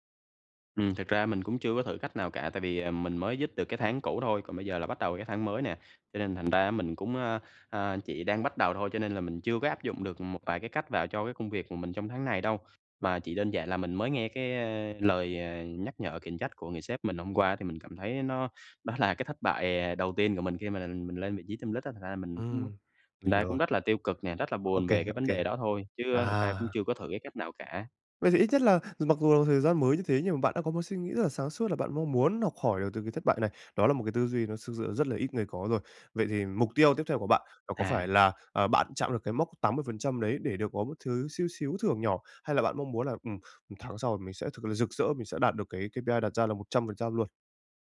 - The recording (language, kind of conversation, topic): Vietnamese, advice, Làm sao để chấp nhận thất bại và học hỏi từ nó?
- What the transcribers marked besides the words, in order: other background noise; tapping; laughing while speaking: "là"; in English: "team lead"; in English: "cây pi ai"